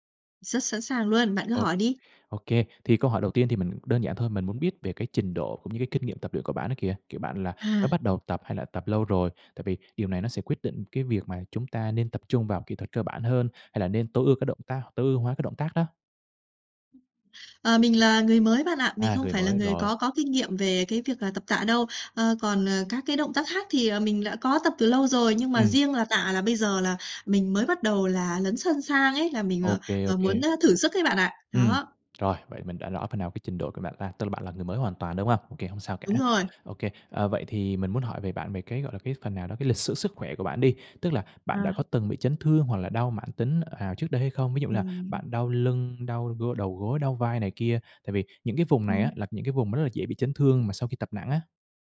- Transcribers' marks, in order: tapping; other background noise
- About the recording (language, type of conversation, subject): Vietnamese, advice, Bạn lo lắng thế nào về nguy cơ chấn thương khi nâng tạ hoặc tập nặng?